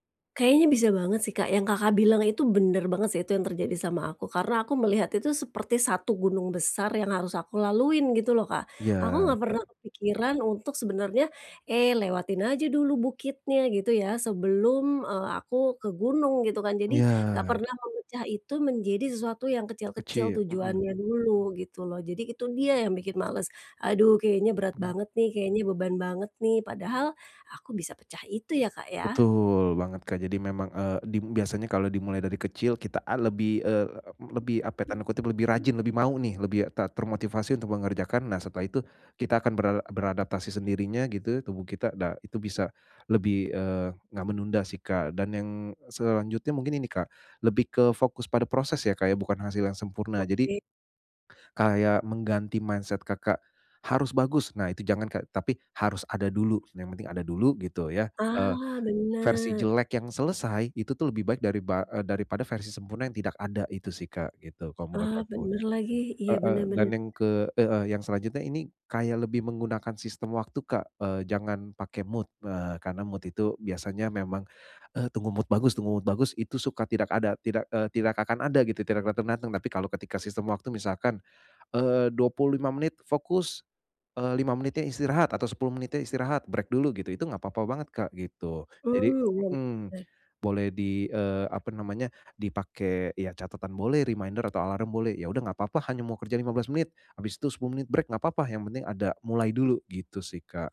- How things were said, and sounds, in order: other background noise; in English: "mindset"; in English: "mood"; in English: "mood"; in English: "mood"; in English: "mood"; in English: "break"; yawn; in English: "reminder"; in English: "break"
- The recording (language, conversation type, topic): Indonesian, advice, Bagaimana cara berhenti menunda dan mulai menyelesaikan tugas?